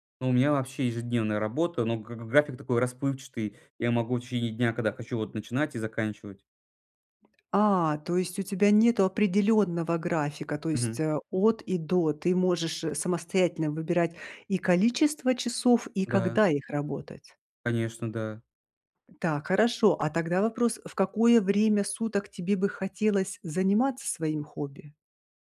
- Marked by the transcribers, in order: tapping
- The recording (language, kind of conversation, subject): Russian, advice, Как найти баланс между работой и личными увлечениями, если из-за работы не хватает времени на хобби?